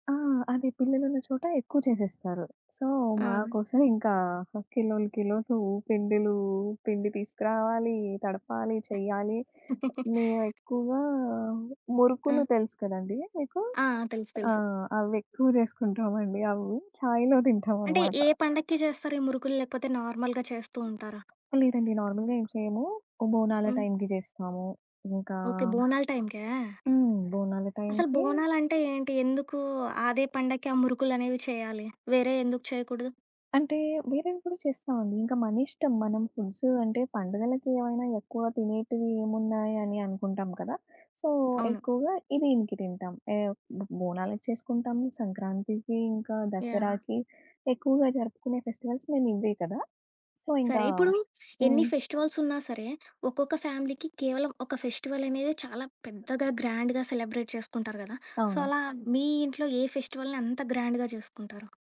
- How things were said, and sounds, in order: in English: "సో"; other background noise; giggle; giggle; in English: "నార్మల్‌గా"; in English: "నార్మల్‌గా"; tapping; in English: "సో"; in English: "ఫెస్టివల్స్"; in English: "సో"; in English: "ఫెస్టివల్స్"; in English: "ఫ్యామిలీకి"; in English: "ఫెస్టివల్"; in English: "గ్రాండ్‌గా సెలబ్రేట్"; in English: "సో"; in English: "ఫెస్టివల్‌ని"; in English: "గ్రాండ్‌గా"
- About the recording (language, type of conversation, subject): Telugu, podcast, ఏ పండుగ వంటకాలు మీకు ప్రత్యేకంగా ఉంటాయి?